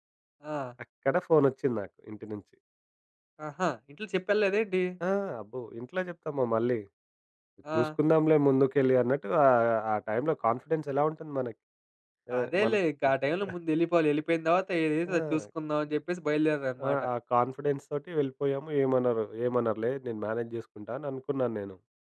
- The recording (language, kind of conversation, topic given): Telugu, podcast, మీ ప్రణాళిక విఫలమైన తర్వాత మీరు కొత్త మార్గాన్ని ఎలా ఎంచుకున్నారు?
- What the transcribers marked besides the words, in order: other background noise; in English: "కాన్ఫిడెన్సెలా"; giggle; in English: "కాన్ఫిడెన్స్‌తోటి"; in English: "మేనేజ్"